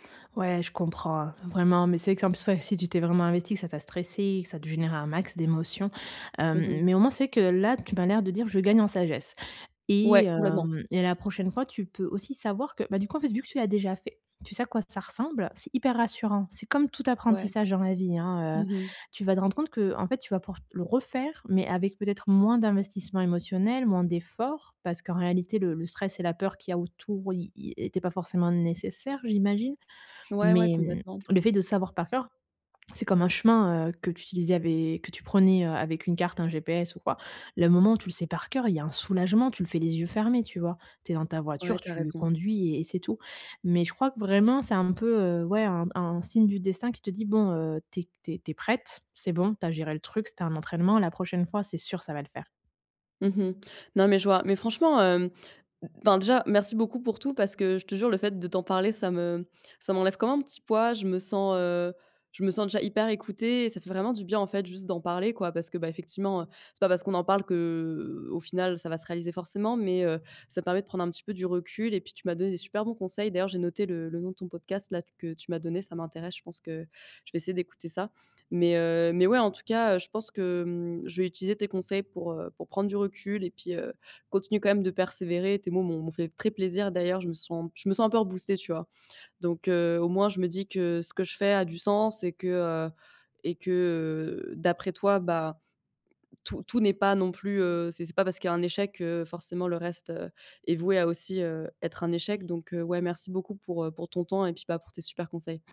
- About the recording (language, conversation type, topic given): French, advice, Comment accepter l’échec sans se décourager et en tirer des leçons utiles ?
- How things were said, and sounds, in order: other background noise